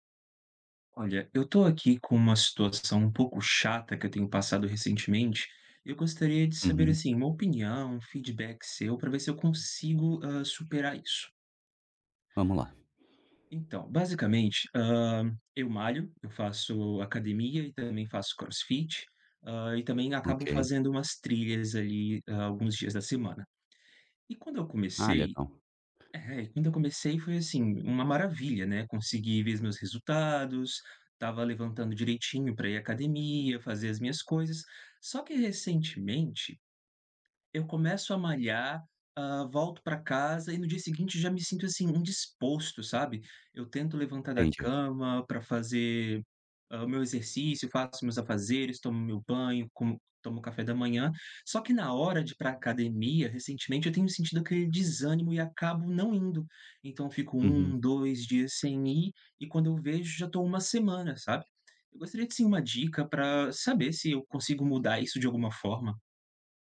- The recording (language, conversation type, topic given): Portuguese, advice, Como posso manter a rotina de treinos e não desistir depois de poucas semanas?
- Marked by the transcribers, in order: other background noise; tapping